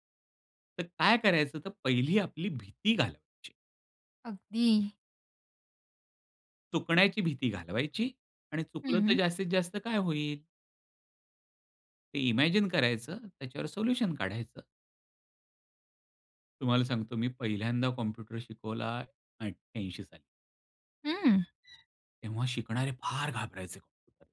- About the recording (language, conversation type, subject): Marathi, podcast, स्वतःच्या जोरावर एखादी नवीन गोष्ट शिकायला तुम्ही सुरुवात कशी करता?
- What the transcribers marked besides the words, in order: tapping; in English: "इमॅजिन"; other background noise; stressed: "फार"